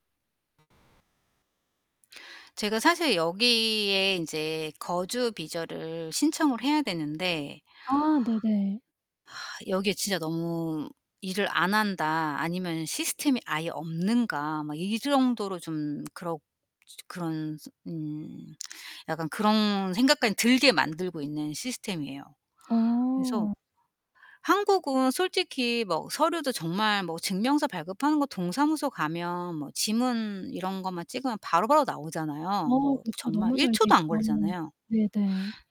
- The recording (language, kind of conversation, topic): Korean, advice, 관공서에서 서류를 처리하는 과정이 왜 이렇게 복잡하고 답답하게 느껴지나요?
- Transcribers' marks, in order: static; "비자를" said as "비저를"; sigh; other background noise; distorted speech